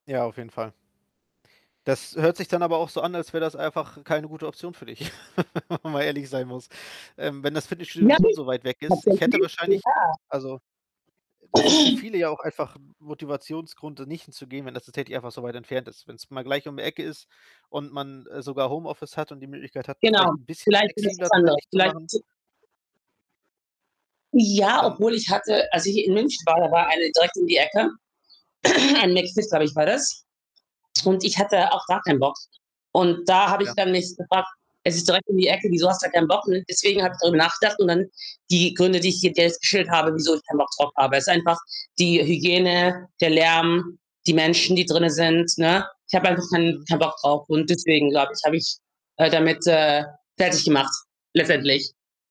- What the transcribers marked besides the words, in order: chuckle; other background noise; unintelligible speech; distorted speech; unintelligible speech; throat clearing; unintelligible speech; throat clearing; static
- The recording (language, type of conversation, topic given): German, advice, Wann und warum empfindest du Angst oder Scham, ins Fitnessstudio zu gehen?